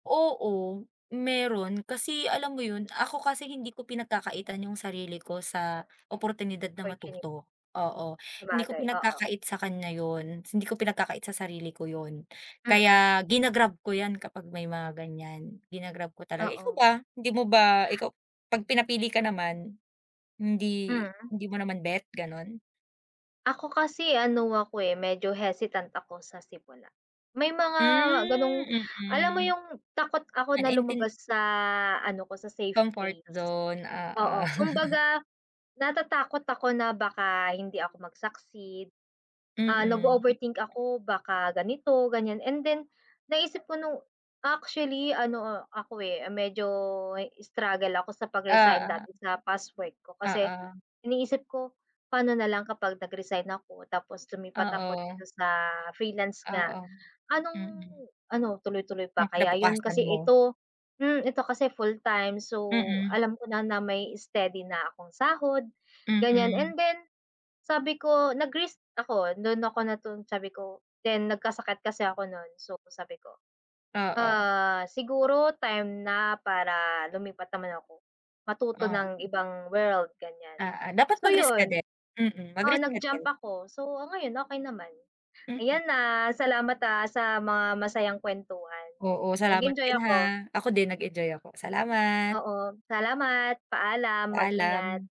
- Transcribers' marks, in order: stressed: "gina-grab"; in English: "hesitant"; drawn out: "Hmm"; in English: "safe place"; in English: "Comfort zone"; laughing while speaking: "oo"; in English: "struggle"; in English: "freelance"
- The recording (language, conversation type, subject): Filipino, unstructured, Ano-anong mga bagay ang mahalaga sa pagpili ng trabaho?